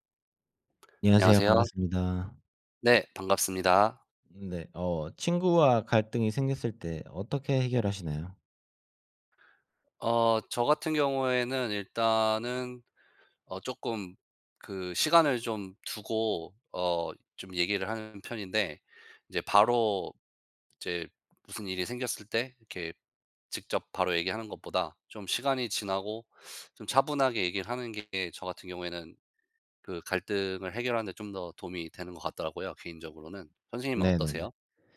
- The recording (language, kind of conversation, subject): Korean, unstructured, 친구와 갈등이 생겼을 때 어떻게 해결하나요?
- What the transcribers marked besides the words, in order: other background noise